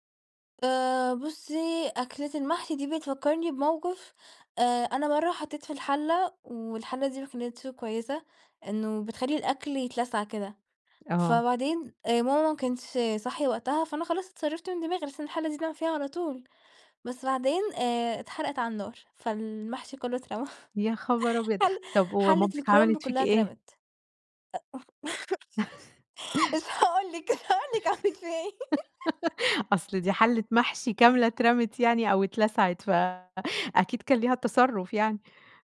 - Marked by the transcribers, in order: chuckle; chuckle; laughing while speaking: "مش هاقول لِك مش هاقول لِك عملت فيَّ إيه"; giggle
- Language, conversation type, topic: Arabic, podcast, إيه الأكلة اللي بتجمع كل العيلة حوالين الطبق؟